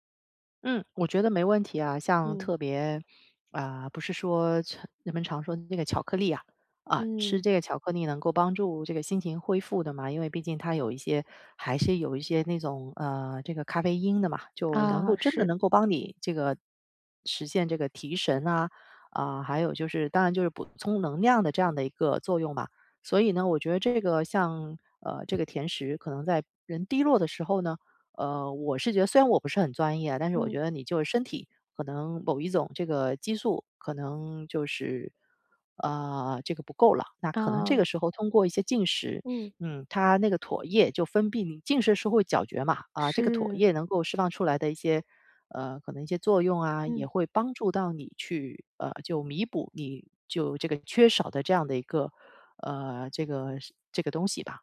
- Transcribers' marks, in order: "泌" said as "必"; "咀嚼" said as "搅嚼"
- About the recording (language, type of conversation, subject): Chinese, podcast, 你平常如何区分饥饿和只是想吃东西？